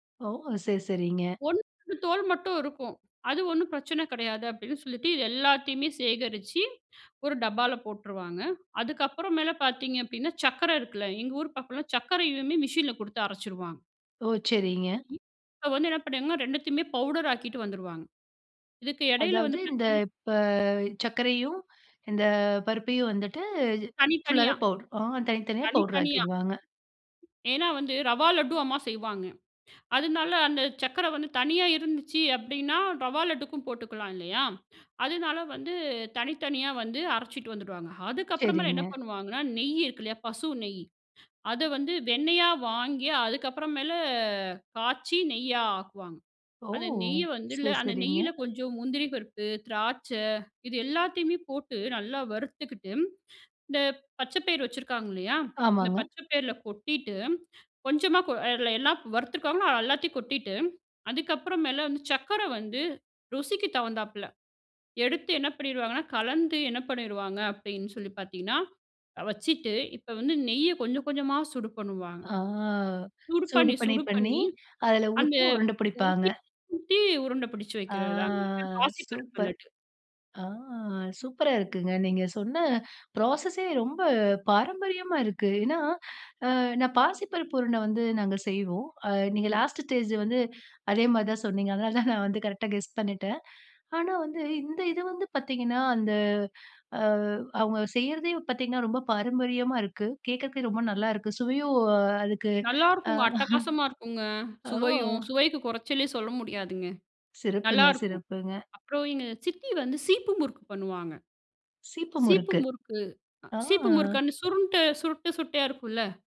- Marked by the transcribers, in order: other background noise; unintelligible speech; other noise; drawn out: "ஆ"; drawn out: "ஆ!"; in English: "ப்ராசஸே"; in English: "லாஸ்ட்டு ஸ்டேஜ்"; chuckle; drawn out: "ஆ"
- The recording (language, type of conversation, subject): Tamil, podcast, சுவைகள் உங்கள் நினைவுகளோடு எப்படி இணைகின்றன?